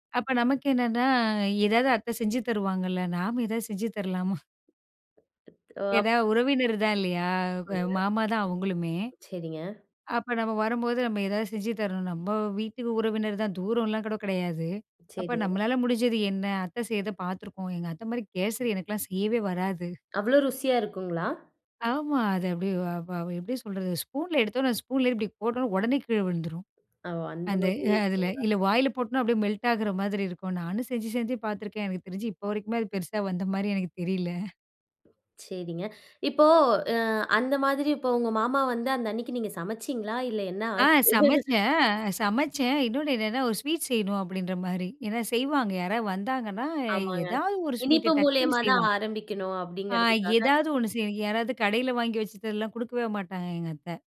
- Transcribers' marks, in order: laughing while speaking: "தரலாமா?"; tapping; "ஏனா" said as "ஏதா"; in English: "மெல்ட்"; laughing while speaking: "பெருசா வந்த மாதிரி எனக்கு தெரியல"; other background noise; laugh
- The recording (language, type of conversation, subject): Tamil, podcast, சமையல் மூலம் அன்பை எப்படி வெளிப்படுத்தலாம்?